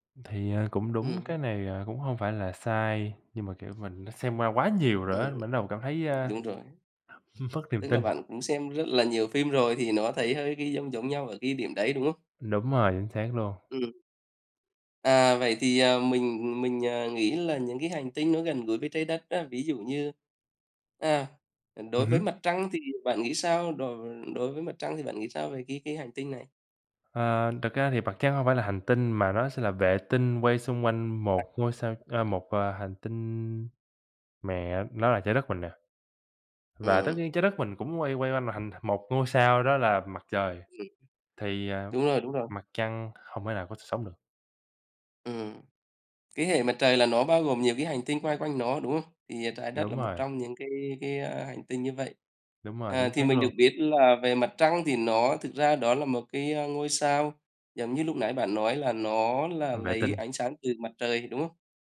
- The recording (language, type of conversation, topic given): Vietnamese, unstructured, Bạn có ngạc nhiên khi nghe về những khám phá khoa học liên quan đến vũ trụ không?
- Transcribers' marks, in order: laughing while speaking: "mất"; tapping; other background noise